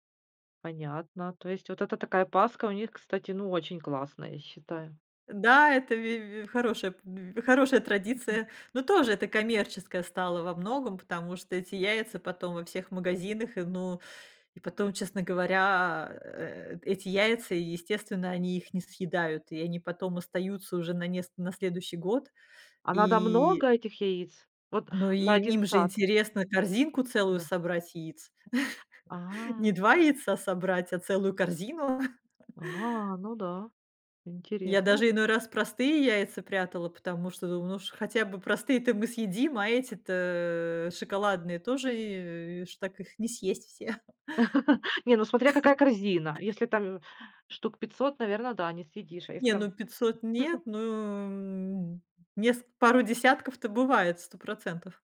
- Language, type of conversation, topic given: Russian, podcast, Как миграция повлияла на семейные праздники и обычаи?
- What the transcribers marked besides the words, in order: tapping; surprised: "А"; chuckle; drawn out: "эти-то"; drawn out: "и"; laugh; chuckle; chuckle